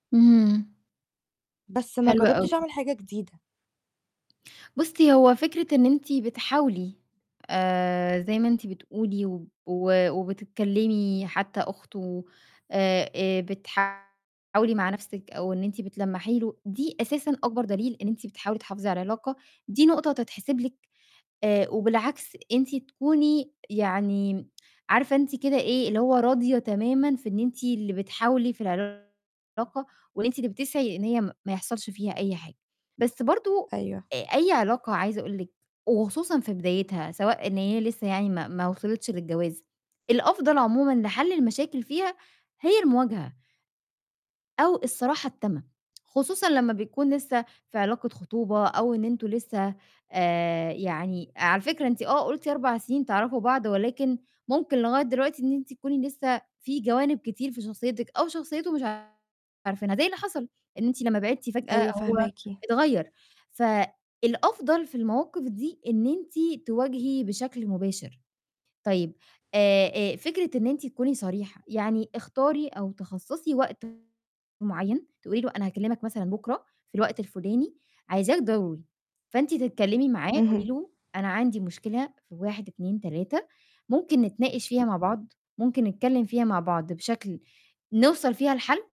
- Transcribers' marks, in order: distorted speech; tapping
- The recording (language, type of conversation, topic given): Arabic, advice, إزاي أقدر أحافظ على علاقتي عن بُعد رغم الصعوبات؟
- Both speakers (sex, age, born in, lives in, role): female, 18-19, Egypt, Greece, user; female, 25-29, Egypt, Egypt, advisor